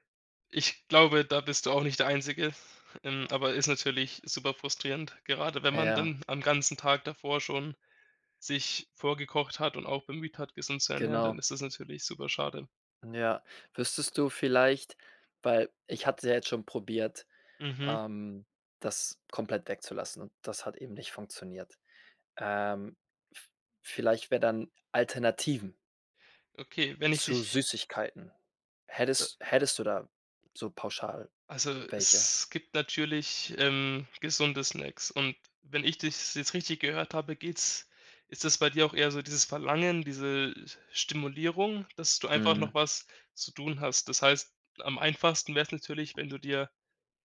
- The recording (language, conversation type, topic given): German, advice, Wie kann ich verhindern, dass ich abends ständig zu viel nasche und die Kontrolle verliere?
- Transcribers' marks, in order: tapping; other background noise